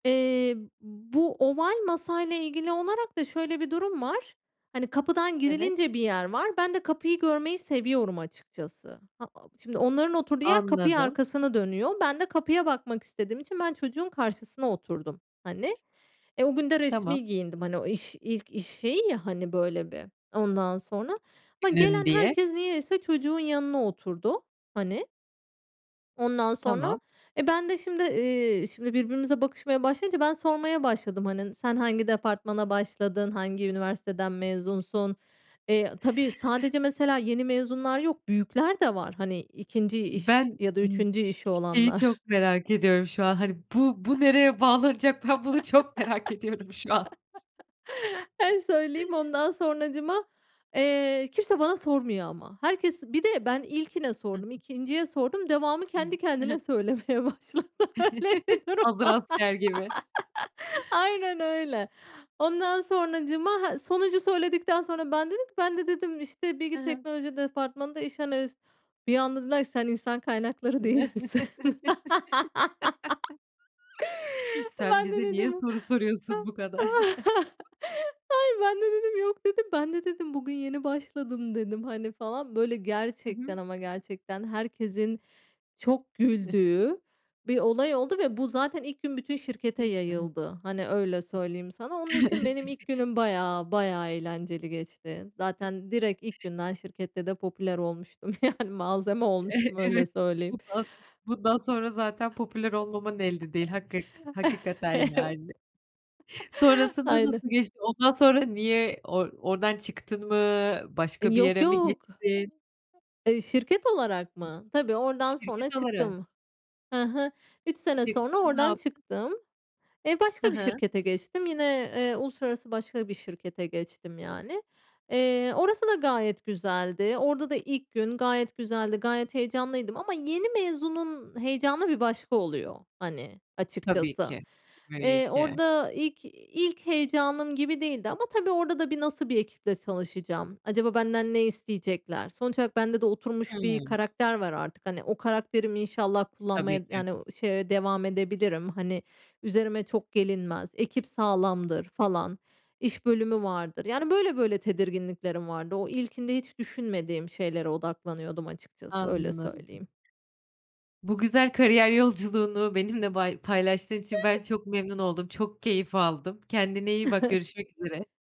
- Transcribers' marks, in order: other background noise; chuckle; laughing while speaking: "En söyleyeyim ondan"; laughing while speaking: "merak ediyorum şu an"; chuckle; unintelligible speech; laughing while speaking: "söylemeye başladı. Öyle bir durum. Aynen öyle"; chuckle; laugh; chuckle; laughing while speaking: "değil misin?"; laugh; chuckle; unintelligible speech; chuckle; laughing while speaking: "Yani"; chuckle; laughing while speaking: "Evet"; chuckle; chuckle; chuckle
- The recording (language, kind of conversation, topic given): Turkish, podcast, Kariyer değiştirmeyi düşündüğünde önceliklerin neler olur?